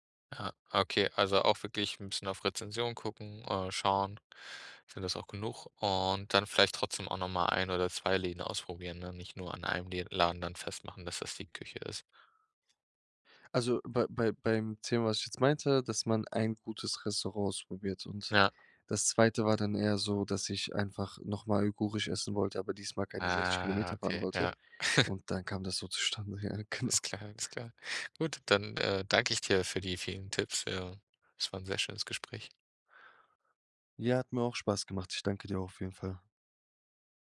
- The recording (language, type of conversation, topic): German, podcast, Welche Tipps gibst du Einsteigerinnen und Einsteigern, um neue Geschmäcker zu entdecken?
- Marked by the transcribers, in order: other background noise; drawn out: "Ah"; chuckle; joyful: "Ja, genau"